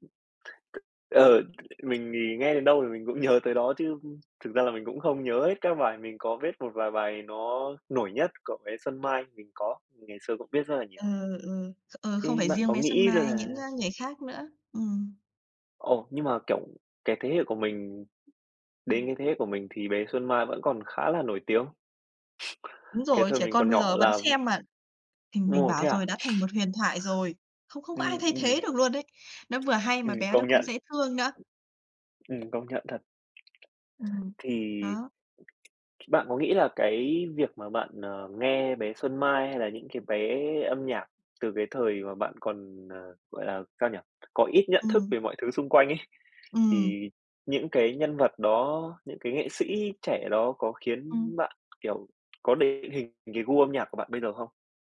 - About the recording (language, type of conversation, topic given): Vietnamese, podcast, Bài hát gắn liền với tuổi thơ của bạn là bài nào?
- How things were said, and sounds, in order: other background noise; tapping; unintelligible speech; unintelligible speech